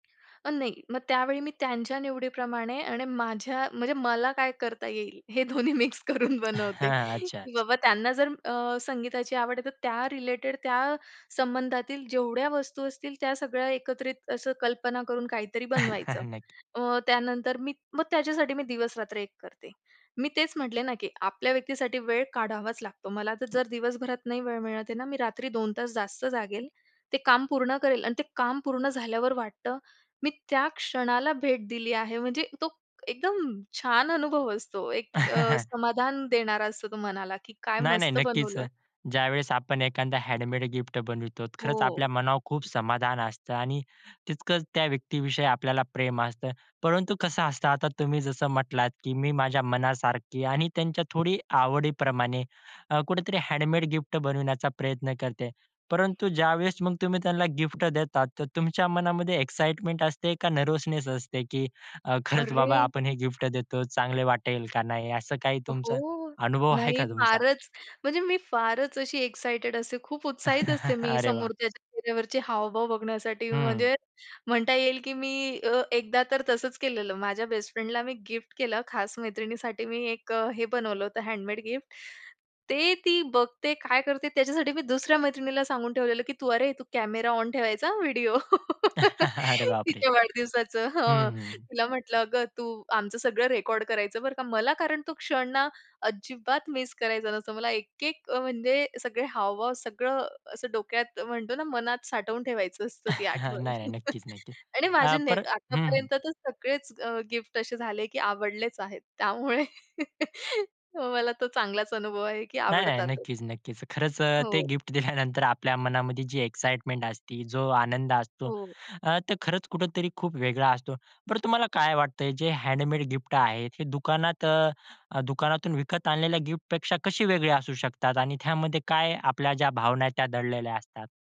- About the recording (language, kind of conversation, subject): Marathi, podcast, हँडमेड भेटवस्तू बनवताना तुम्ही कोणत्या गोष्टींचा विचार करता?
- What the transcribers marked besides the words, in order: laughing while speaking: "हे दोन्ही मिक्स करून बनवते"; in English: "रिलेटेड"; chuckle; other background noise; chuckle; in English: "हँडमेड"; in English: "हँडमेड"; in English: "एक्साईटमेंट"; in English: "नर्व्हसनेस"; surprised: "अरे!"; in English: "एक्साइटेड"; chuckle; in English: "बेस्टफ्रेंडला"; in English: "हँडमेड"; chuckle; laugh; laugh; chuckle; laugh; in English: "एक्साईटमेंट"; in English: "हँडमेड"